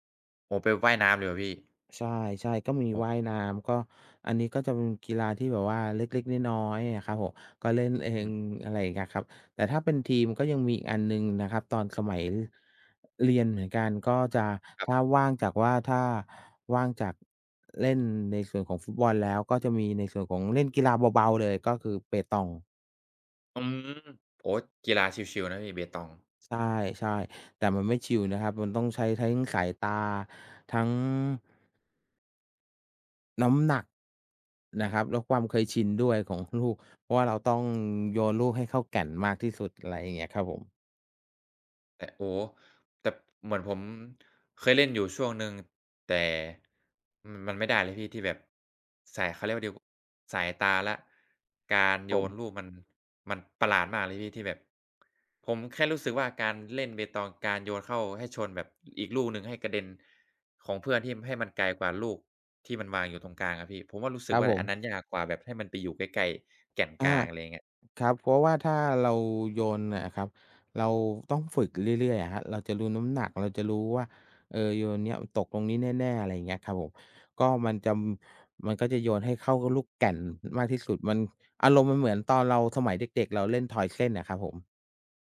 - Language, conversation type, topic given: Thai, unstructured, คุณเคยมีประสบการณ์สนุกๆ ขณะเล่นกีฬาไหม?
- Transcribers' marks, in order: none